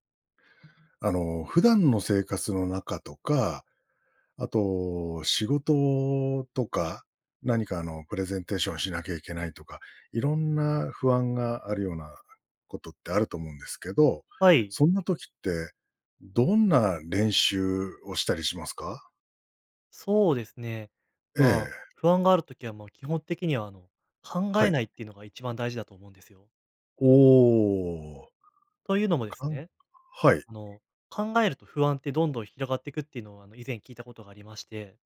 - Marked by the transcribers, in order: other background noise
- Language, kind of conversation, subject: Japanese, podcast, 不安なときにできる練習にはどんなものがありますか？